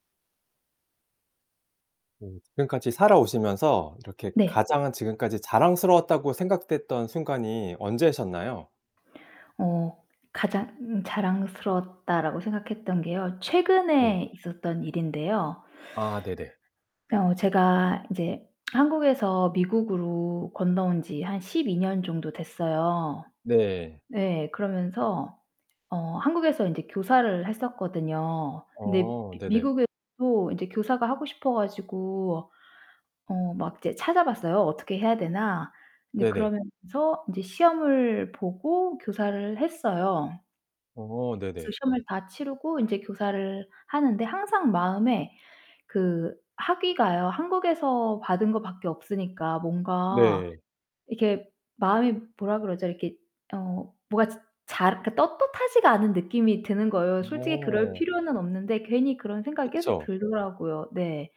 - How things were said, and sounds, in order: distorted speech; other background noise
- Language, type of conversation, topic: Korean, podcast, 가장 자랑스러웠던 순간은 언제였나요?